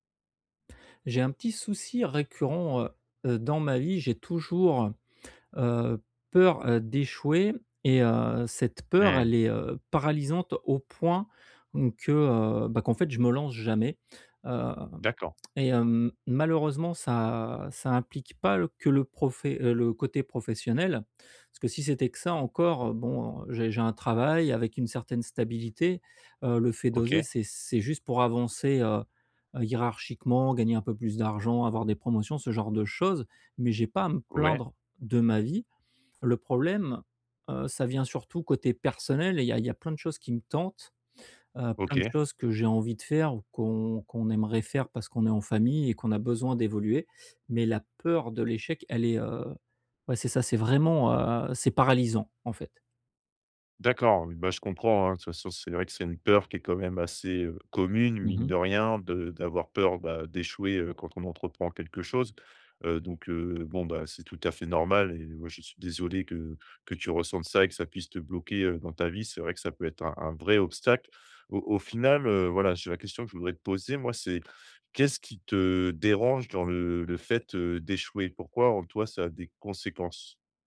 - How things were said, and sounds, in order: none
- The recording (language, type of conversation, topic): French, advice, Comment puis-je essayer quelque chose malgré la peur d’échouer ?